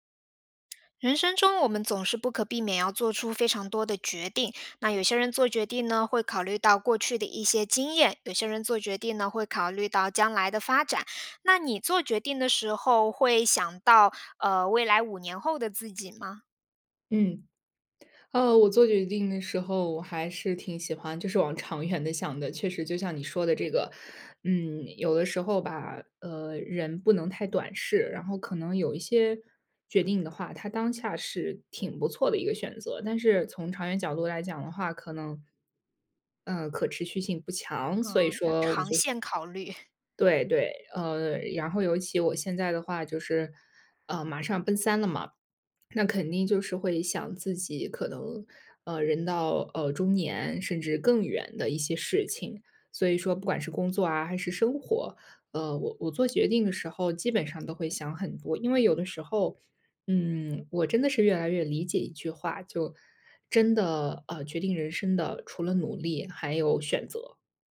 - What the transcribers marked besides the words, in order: other background noise; laughing while speaking: "考虑"
- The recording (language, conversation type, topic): Chinese, podcast, 做决定前你会想五年后的自己吗？